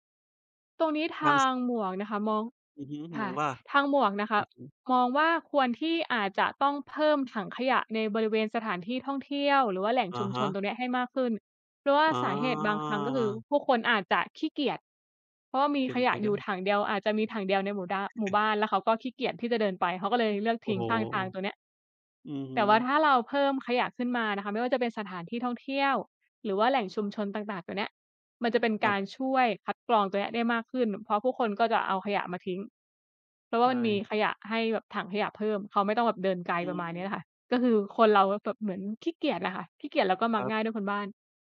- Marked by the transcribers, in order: chuckle
- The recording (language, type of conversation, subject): Thai, unstructured, คุณรู้สึกอย่างไรเมื่อเห็นคนทิ้งขยะลงในแม่น้ำ?